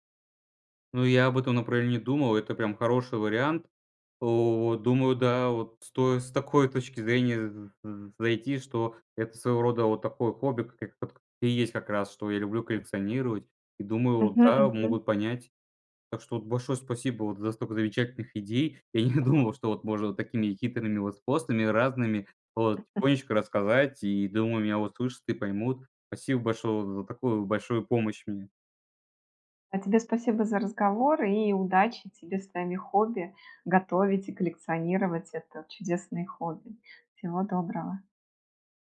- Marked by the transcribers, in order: other noise; tapping
- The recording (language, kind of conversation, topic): Russian, advice, Почему я скрываю своё хобби или увлечение от друзей и семьи?